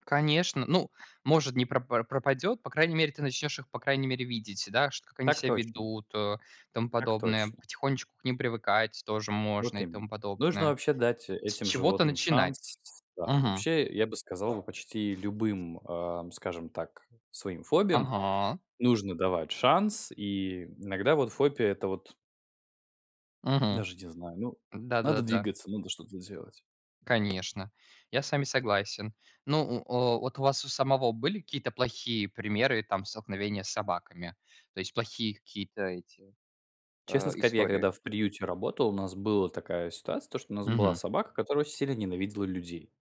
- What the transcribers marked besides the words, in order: tapping; other background noise
- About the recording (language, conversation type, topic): Russian, unstructured, Как справляться со страхом перед большими собаками?